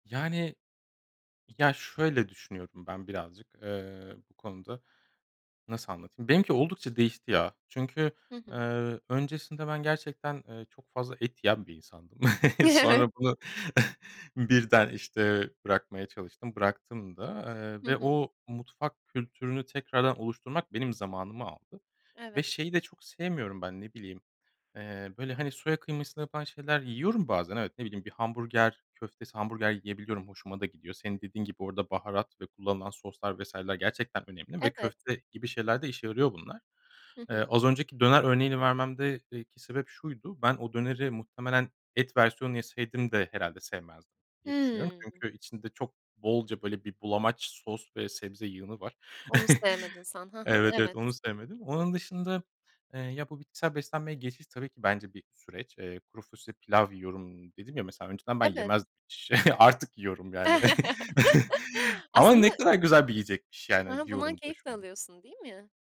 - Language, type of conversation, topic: Turkish, podcast, Göç etmek yemek alışkanlıklarını nasıl değiştiriyor sence?
- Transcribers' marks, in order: chuckle; laughing while speaking: "Sonra bunu"; chuckle; chuckle; laugh